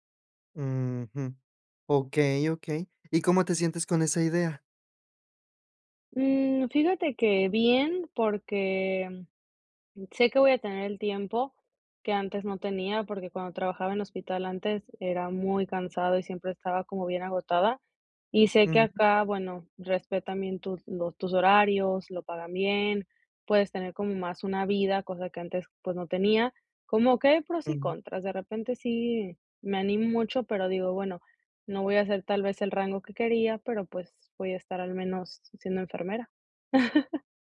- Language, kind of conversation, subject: Spanish, advice, ¿Cómo puedo recuperar mi resiliencia y mi fuerza después de un cambio inesperado?
- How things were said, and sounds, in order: tapping; laugh